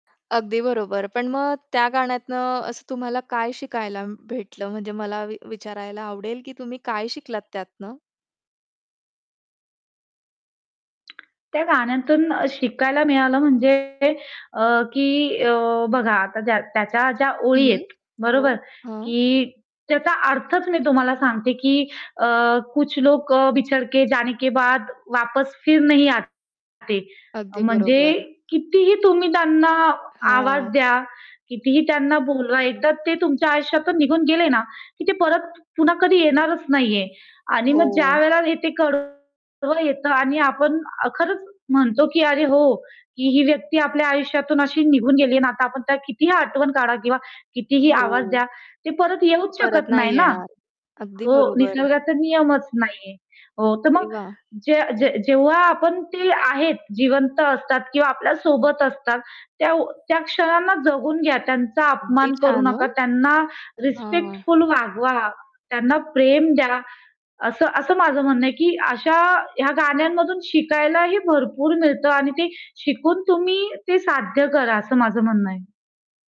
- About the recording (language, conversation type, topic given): Marathi, podcast, तुझ्या आठवणीतलं पहिलं गाणं कोणतं आहे, सांगशील का?
- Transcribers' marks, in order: tapping; distorted speech; other background noise; in Hindi: "कुछ लोक अ, बिछडके जाने के बाद वापस फिर नही आते"; static; in English: "रिस्पेक्टफुल"